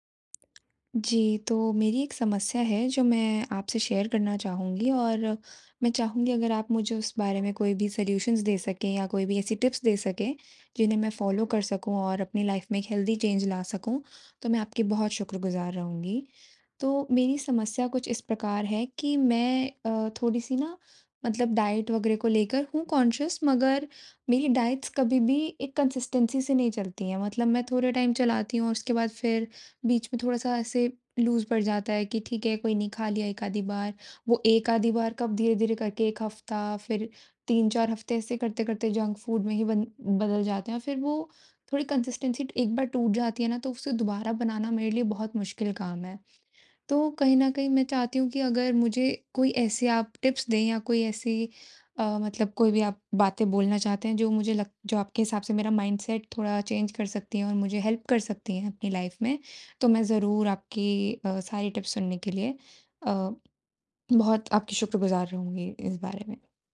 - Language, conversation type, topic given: Hindi, advice, मैं स्वस्थ भोजन की आदत लगातार क्यों नहीं बना पा रहा/रही हूँ?
- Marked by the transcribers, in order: in English: "शेयर"; in English: "सॉल्यूशन्स"; in English: "टिप्स"; in English: "फॉलो"; in English: "लाइफ़"; in English: "हेल्थी चेंज"; in English: "डाइट"; in English: "कॉन्शियस"; in English: "डाइट्स"; in English: "कंसिस्टेन्सी"; in English: "टाइम"; in English: "लूज़"; in English: "जंक फूड"; in English: "कंसिस्टेन्सी"; in English: "टिप्स"; in English: "माइंडसेट"; in English: "चेंज"; in English: "हेल्प"; in English: "लाइफ"; in English: "टिप्स"